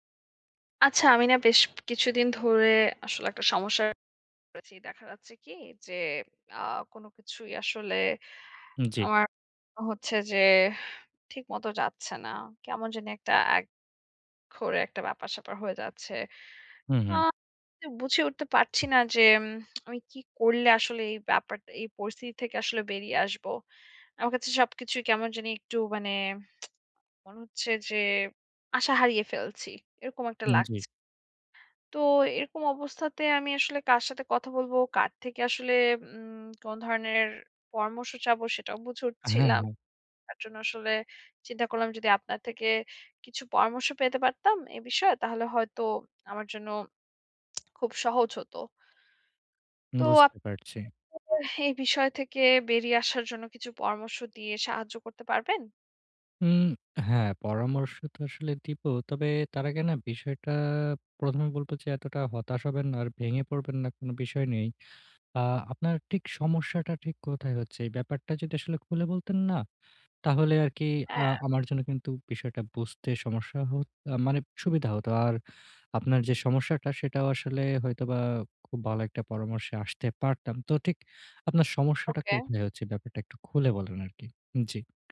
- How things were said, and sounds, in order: other background noise; tapping; lip smack; lip smack; unintelligible speech
- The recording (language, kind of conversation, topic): Bengali, advice, নতুন জায়গায় কীভাবে স্থানীয় সহায়তা-সমর্থনের নেটওয়ার্ক গড়ে তুলতে পারি?